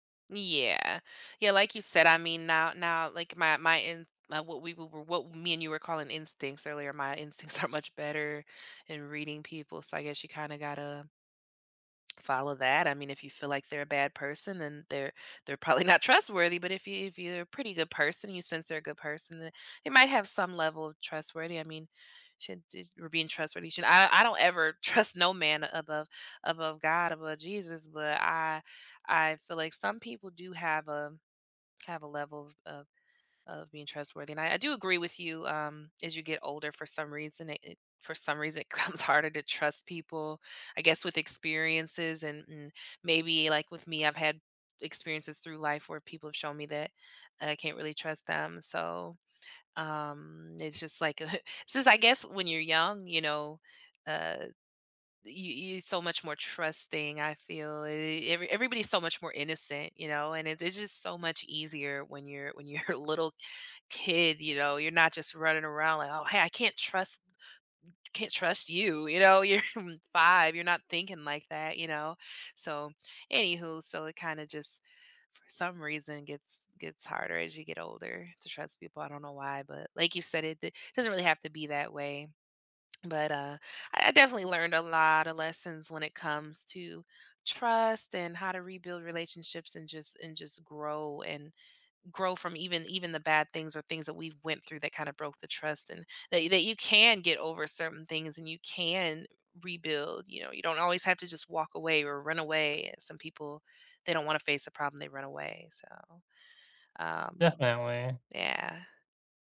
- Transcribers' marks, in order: laughing while speaking: "are much"; laughing while speaking: "probably not"; laughing while speaking: "becomes harder"; tapping
- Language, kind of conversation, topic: English, unstructured, What is the hardest lesson you’ve learned about trust?